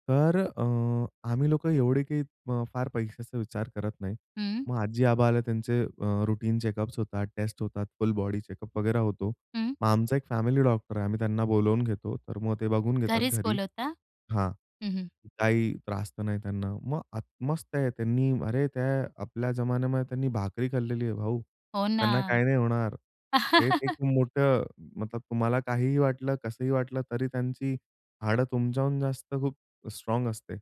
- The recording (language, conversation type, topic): Marathi, podcast, वृद्ध पालकांची काळजी घेताना घरातील अपेक्षा कशा असतात?
- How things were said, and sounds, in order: in English: "रुटीन चेकअप्स"; in English: "चेकअप"; chuckle